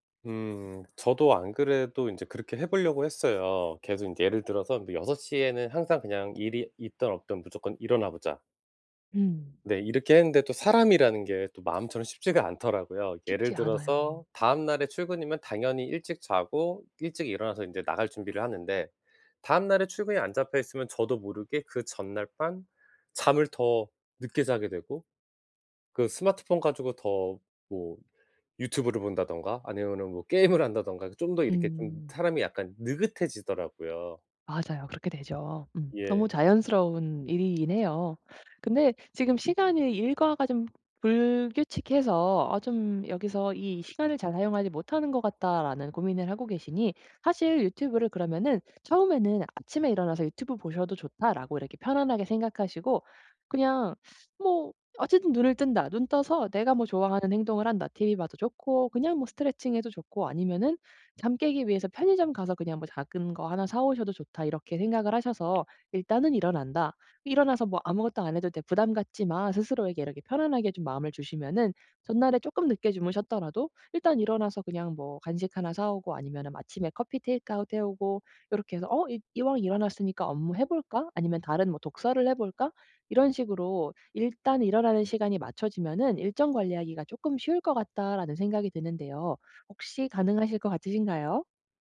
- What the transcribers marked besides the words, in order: other background noise; teeth sucking
- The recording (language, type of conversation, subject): Korean, advice, 창의적인 아이디어를 얻기 위해 일상 루틴을 어떻게 바꾸면 좋을까요?